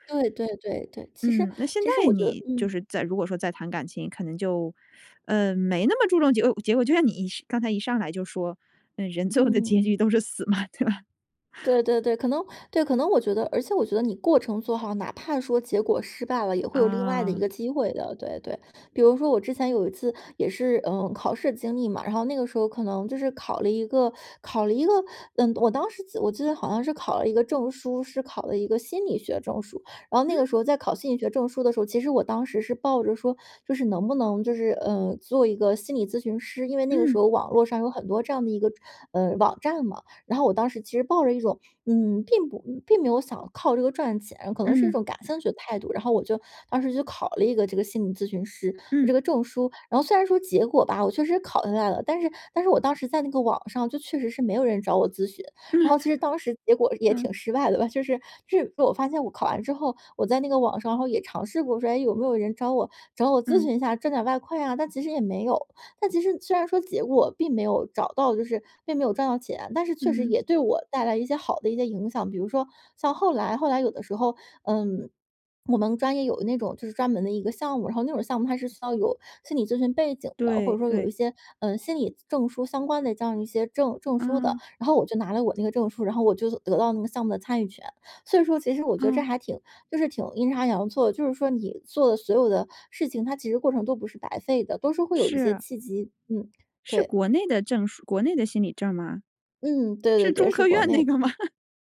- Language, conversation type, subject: Chinese, podcast, 你觉得结局更重要，还是过程更重要？
- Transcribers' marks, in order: laughing while speaking: "最后的结局都是死嘛。对吧？"; chuckle; other background noise; laugh; laughing while speaking: "失败的吧"; laughing while speaking: "是中科院那个吗？"; laugh